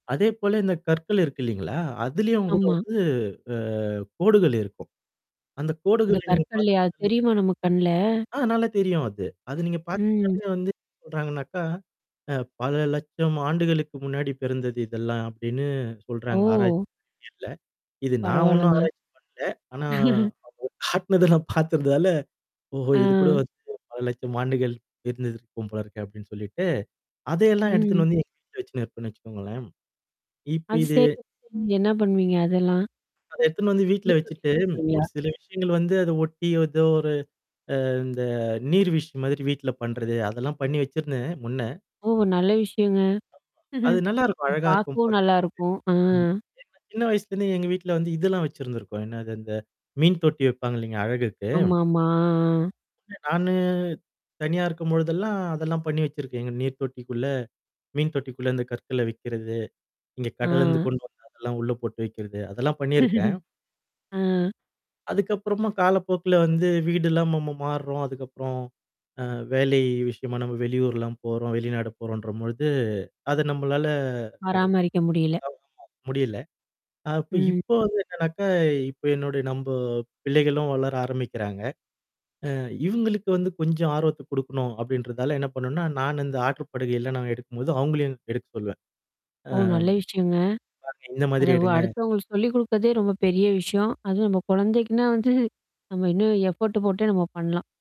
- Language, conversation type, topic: Tamil, podcast, சின்னப் பிள்ளையாய் இருந்தபோது நீங்கள் எதைச் சேகரித்தீர்கள்?
- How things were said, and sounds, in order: tapping; other background noise; drawn out: "ம்"; distorted speech; drawn out: "ஓ!"; chuckle; laughing while speaking: "காட்டுனதல்லாம் பார்த்துறதால"; static; other noise; chuckle; unintelligible speech; chuckle; drawn out: "வேலை"; in English: "எஃபோர்ட்டு"